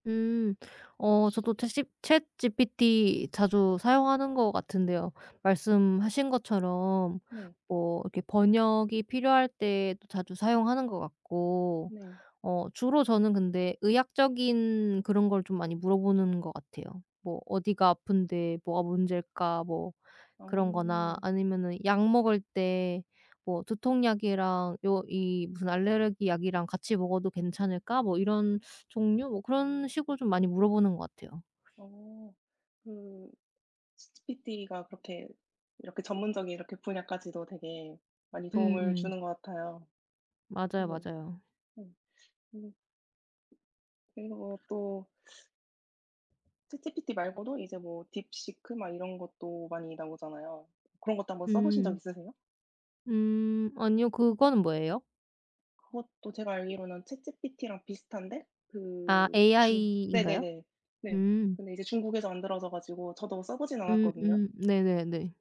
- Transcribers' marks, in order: other background noise; tapping
- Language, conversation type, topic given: Korean, unstructured, 기술이 우리 일상생활을 어떻게 바꾸고 있다고 생각하시나요?